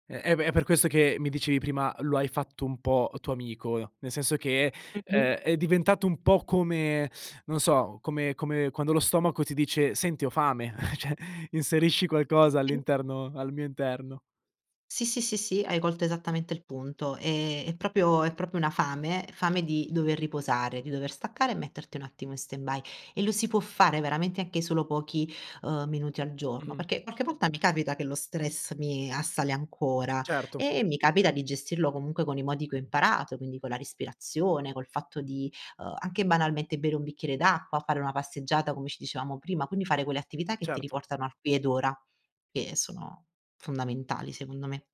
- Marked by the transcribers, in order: teeth sucking; laughing while speaking: "ceh"; "cioè" said as "ceh"; "proprio" said as "propio"; "proprio" said as "propio"; in English: "stand-by"; "ancora" said as "ancuora"
- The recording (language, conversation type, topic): Italian, podcast, Come gestisci lo stress quando ti assale improvviso?